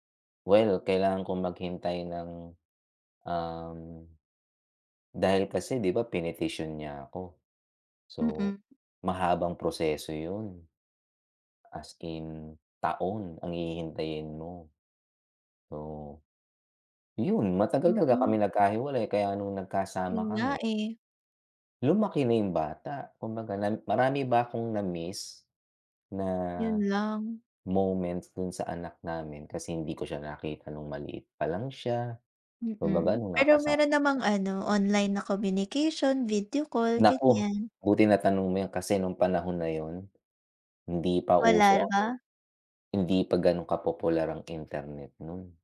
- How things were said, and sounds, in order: tapping; unintelligible speech; in another language: "communication, video call"
- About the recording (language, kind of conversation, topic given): Filipino, unstructured, Ano ang pinakamahirap na desisyong nagawa mo sa buhay mo?